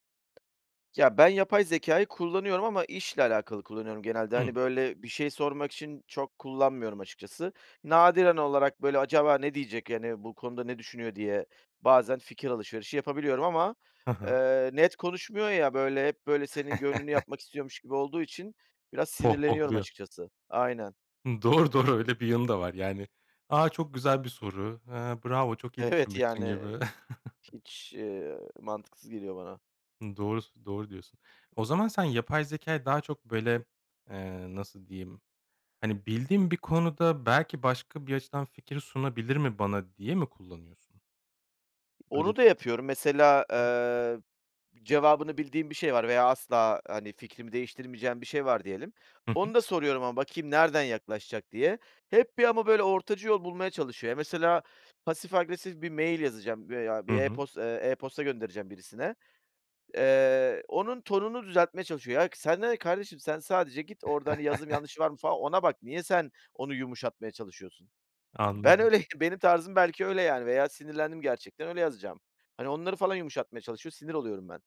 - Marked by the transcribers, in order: tapping; other background noise; chuckle; laughing while speaking: "Doğru, doğru"; chuckle; chuckle
- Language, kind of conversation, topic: Turkish, podcast, Yapay zekâ, hayat kararlarında ne kadar güvenilir olabilir?